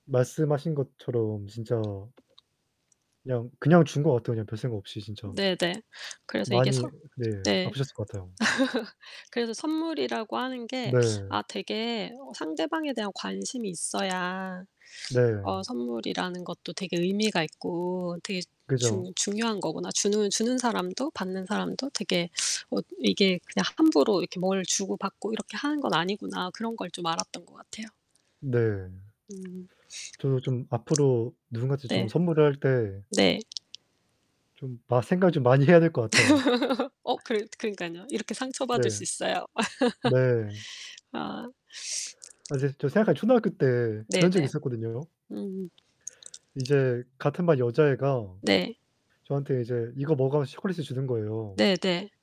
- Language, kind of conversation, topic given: Korean, unstructured, 어린 시절에 특별한 선물을 받았거나 기억에 남는 일이 있었나요?
- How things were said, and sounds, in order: static; tapping; distorted speech; laugh; other background noise; sniff; laugh; laugh; sniff